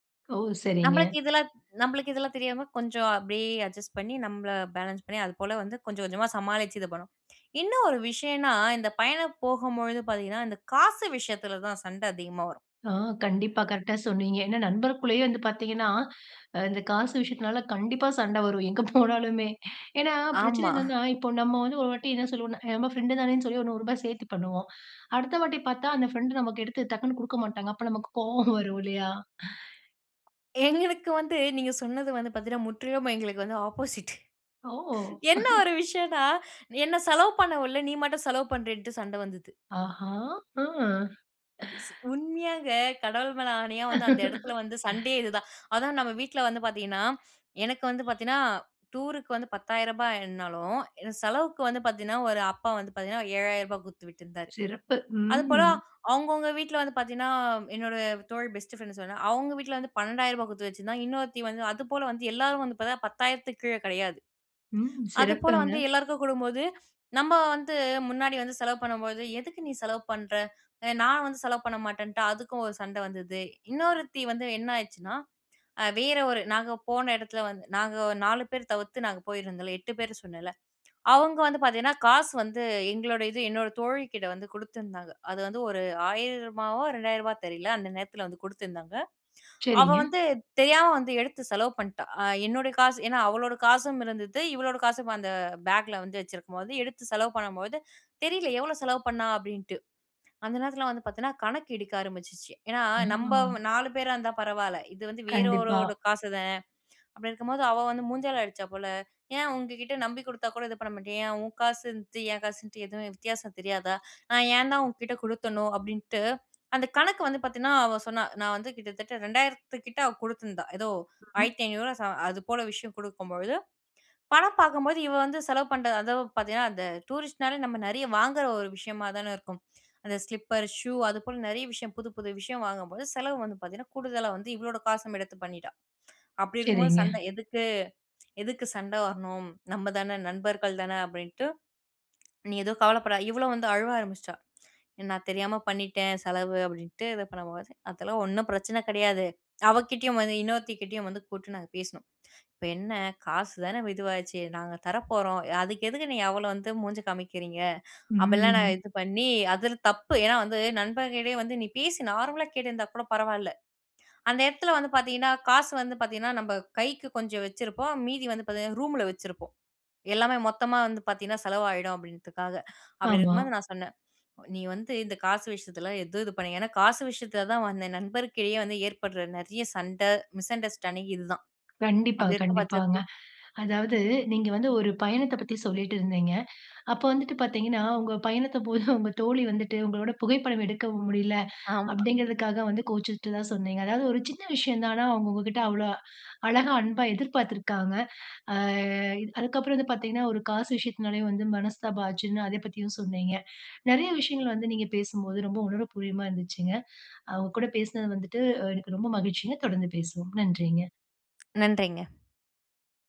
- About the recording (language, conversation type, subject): Tamil, podcast, பயண நண்பர்களோடு ஏற்பட்ட மோதலை நீங்கள் எப்படிச் தீர்த்தீர்கள்?
- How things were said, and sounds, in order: laughing while speaking: "எங்க போனாலுமே"; chuckle; laughing while speaking: "அப்ப நமக்கு கோவம் வரும் இல்லையா?"; other background noise; laughing while speaking: "ஆப்போசிட்"; chuckle; surprised: "ஆஹா! அ"; laugh; horn; unintelligible speech; in English: "ஸ்லிப்பர், ஷூ"; in English: "மிஸ்அண்டர்ஸ்டேண்டிங்"; chuckle; drawn out: "அ"; "உணர்வுபூர்வமா" said as "பூரியமா"